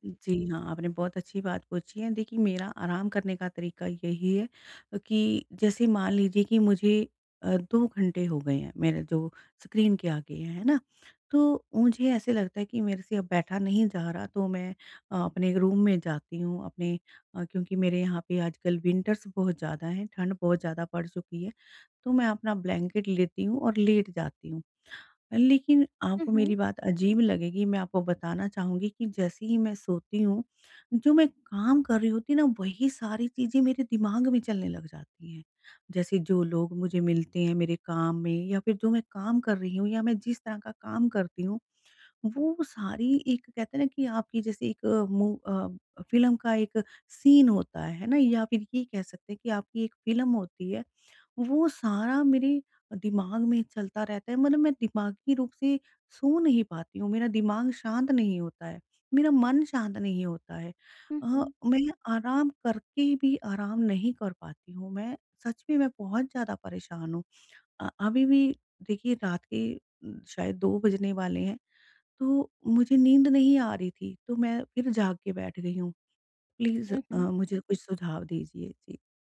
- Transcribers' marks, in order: tapping; lip smack; in English: "रूम"; in English: "विंटर्स"; in English: "ब्लैंकेट"; in English: "सीन"; in English: "प्लीज़"
- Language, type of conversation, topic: Hindi, advice, आराम और मानसिक ताज़गी